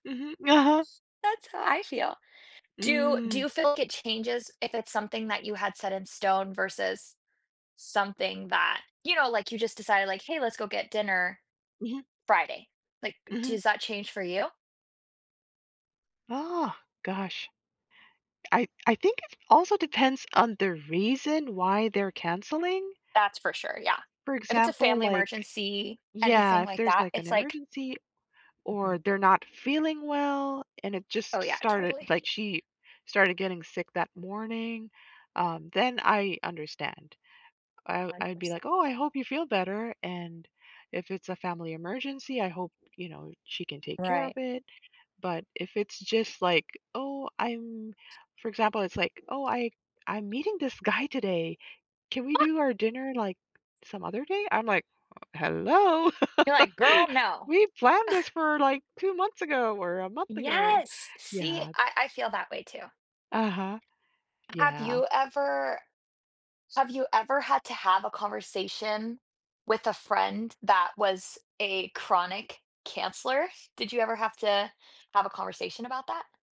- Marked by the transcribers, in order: drawn out: "Mm"; other background noise; chuckle; scoff
- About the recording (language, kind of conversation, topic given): English, unstructured, How do you decide whether to keep making plans with someone who often cancels?
- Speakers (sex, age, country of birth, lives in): female, 25-29, United States, United States; female, 50-54, Japan, United States